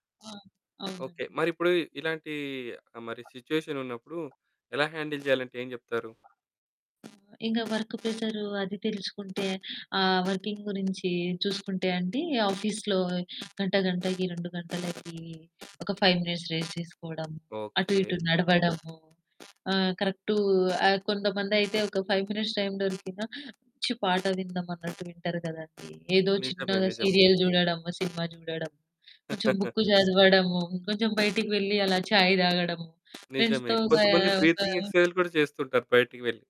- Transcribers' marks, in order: mechanical hum; in English: "సిచ్యువేషన్"; other background noise; in English: "హ్యాండిల్"; in English: "వర్క్"; in English: "వర్కింగ్"; in English: "ఆఫీస్‌లో"; in English: "ఫైవ్ మినిట్స్ రెస్ట్"; in English: "ఫైవ్ మినిట్స్"; in English: "సీరియల్"; chuckle; in Hindi: "ఛాయ్"; in English: "ఫ్రెండ్స్‌తో"; in English: "బ్రీథింగ్"
- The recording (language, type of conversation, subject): Telugu, podcast, పని, విశ్రాంతి మధ్య సమతుల్యం కోసం మీరు పాటించే ప్రధాన నియమం ఏమిటి?